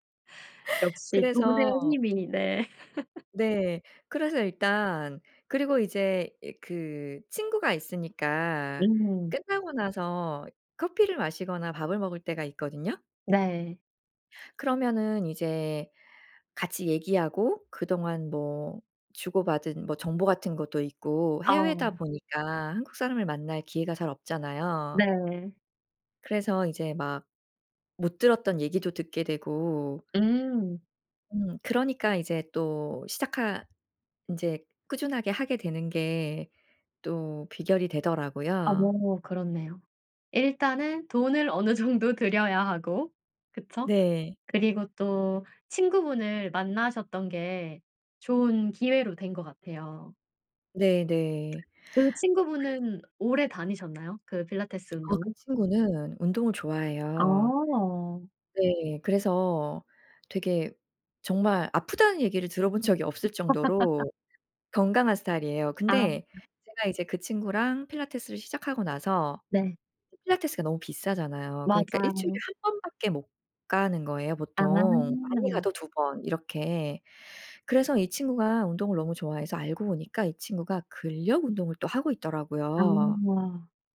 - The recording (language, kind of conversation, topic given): Korean, podcast, 꾸준함을 유지하는 비결이 있나요?
- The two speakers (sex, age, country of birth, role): female, 35-39, South Korea, host; female, 45-49, South Korea, guest
- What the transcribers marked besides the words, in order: tapping; laugh; other background noise; laughing while speaking: "어느 정도"; lip smack; laughing while speaking: "적이"; laugh